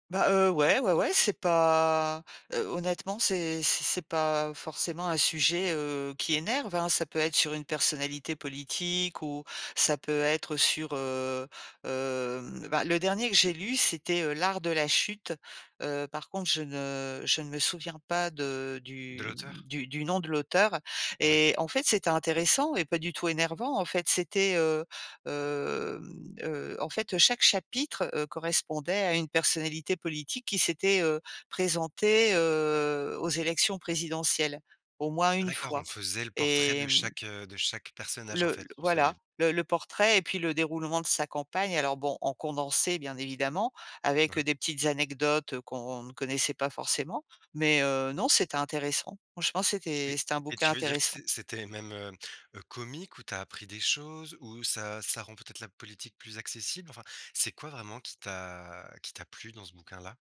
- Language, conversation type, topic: French, podcast, Comment fais-tu pour décrocher des écrans le soir ?
- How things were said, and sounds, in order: tapping